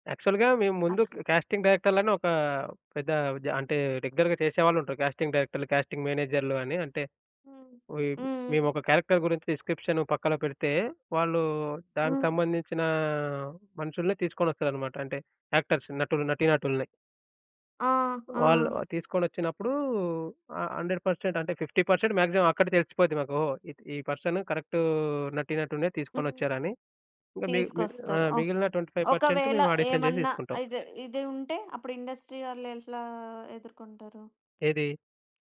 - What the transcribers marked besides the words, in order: in English: "యాక్చువల్‌గా"; in English: "రెగ్యులర్‌గా"; in English: "క్యారెక్టర్"; in English: "డిస్‌క్రిప్షన్"; in English: "యాక్టర్స్"; in English: "హండ్రెడ్ పర్సెంట్"; in English: "ఫిఫ్టీ పర్సెంట్ మాక్సిమమ్"; in English: "పర్సన్ కరెక్ట్"; other background noise; in English: "ట్వెంటీ ఫైవ్ పర్సెంట్"; in English: "ఆడిషన్"; in English: "ఇండస్ట్రీ"
- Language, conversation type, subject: Telugu, podcast, పాత్రలకు నటీనటులను ఎంపిక చేసే నిర్ణయాలు ఎంత ముఖ్యమని మీరు భావిస్తారు?